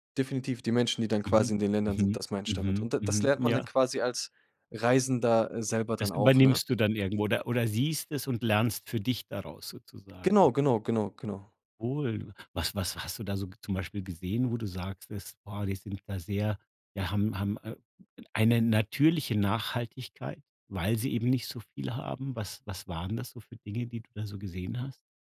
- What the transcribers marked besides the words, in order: none
- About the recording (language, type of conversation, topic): German, podcast, Wie hat Reisen deinen Stil verändert?